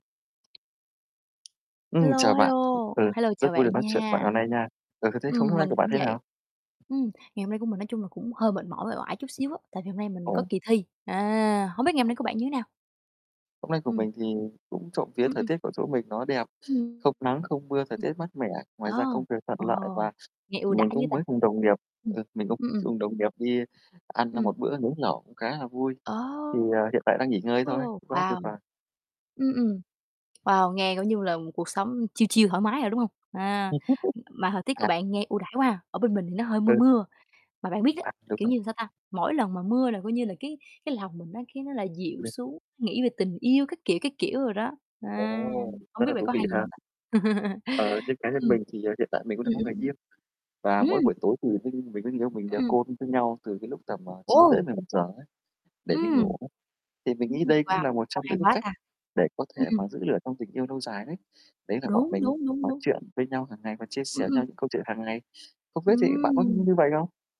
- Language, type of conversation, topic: Vietnamese, unstructured, Làm thế nào để giữ lửa trong tình yêu lâu dài?
- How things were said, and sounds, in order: tapping; other background noise; other noise; static; distorted speech; in English: "chill chill"; laugh; laugh; in English: "call"